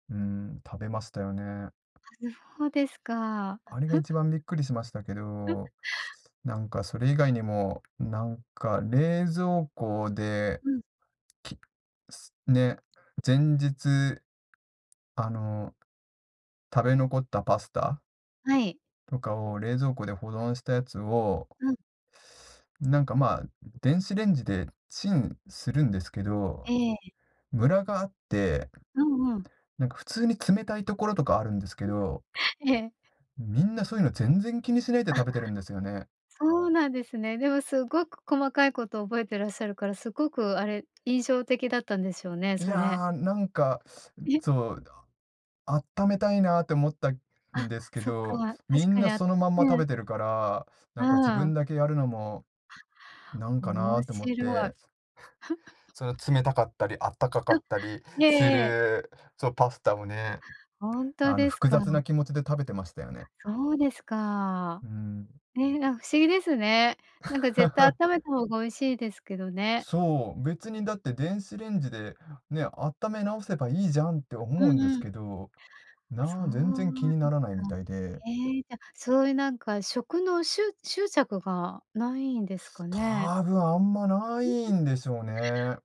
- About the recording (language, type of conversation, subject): Japanese, podcast, 旅先で経験したカルチャーショックはどのようなものでしたか？
- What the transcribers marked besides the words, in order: other background noise; chuckle; tapping; giggle; chuckle; chuckle; laugh; chuckle